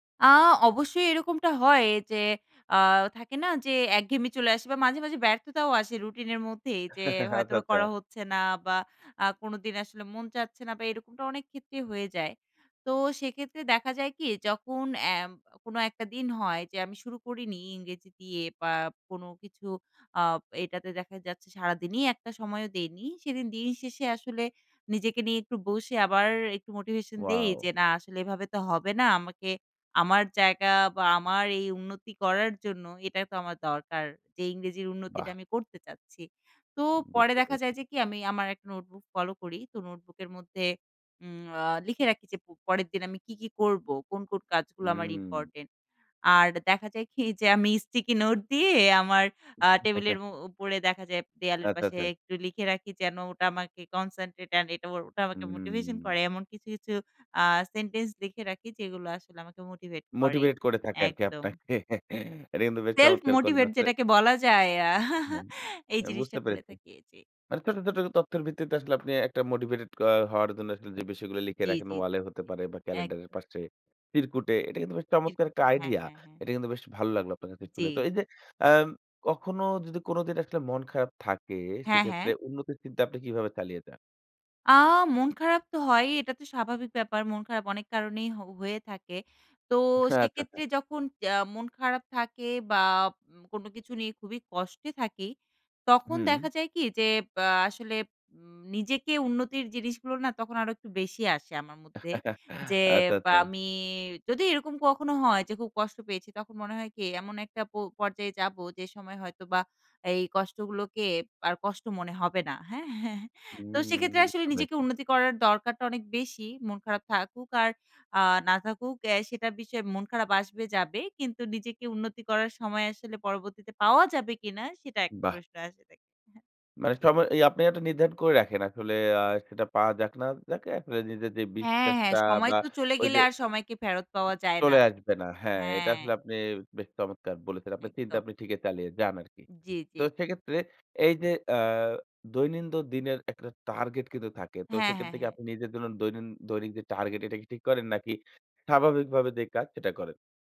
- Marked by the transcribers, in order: giggle; laughing while speaking: "আচ্ছা, আচ্ছা"; laughing while speaking: "আমি স্টিকি নোট দিয়ে আমার"; giggle; in English: "concentrate and"; unintelligible speech; giggle; in English: "self-motivate"; giggle; tapping; laughing while speaking: "আচ্ছা, আচ্ছা"; chuckle; laughing while speaking: "আচ্ছা, আচ্ছা"; chuckle; chuckle; "দৈনন্দিন" said as "দৈনিন্দ"
- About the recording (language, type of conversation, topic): Bengali, podcast, প্রতিদিন সামান্য করে উন্নতি করার জন্য আপনার কৌশল কী?
- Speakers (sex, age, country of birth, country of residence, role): female, 25-29, Bangladesh, Bangladesh, guest; male, 25-29, Bangladesh, Bangladesh, host